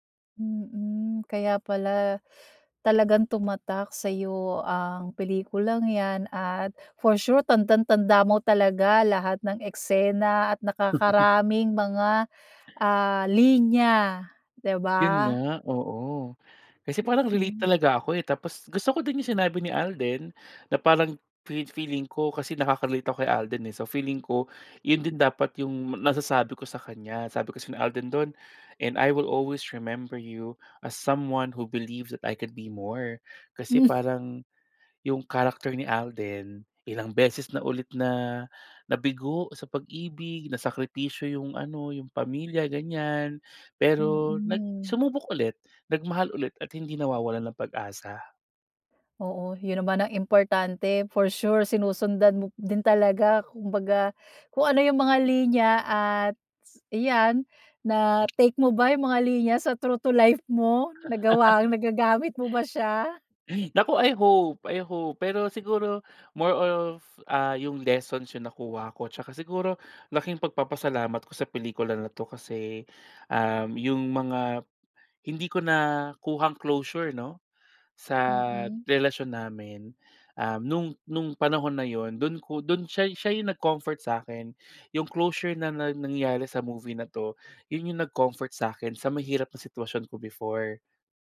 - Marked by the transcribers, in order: laugh; breath; in English: "And I will always remember … can be more"; laugh; breath; throat clearing
- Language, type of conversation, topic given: Filipino, podcast, Ano ang paborito mong pelikula, at bakit ito tumatak sa’yo?